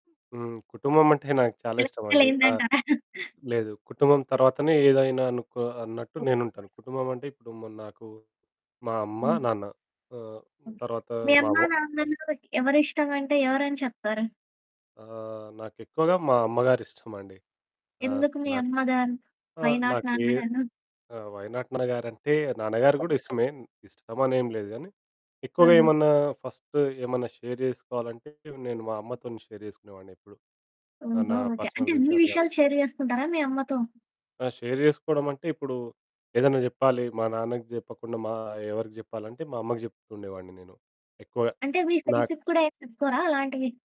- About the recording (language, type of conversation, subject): Telugu, podcast, రికవరీ ప్రక్రియలో కుటుంబ సహాయం ఎంత ముఖ్యమని మీరు భావిస్తున్నారు?
- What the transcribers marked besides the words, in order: other background noise; distorted speech; chuckle; in English: "వై నాట్"; in English: "వై నాట్"; background speech; in English: "షేర్"; in English: "షేర్"; in English: "పర్సనల్"; in English: "షేర్"; in English: "షేర్"; in English: "ఫ్రెండ్స్‌కు"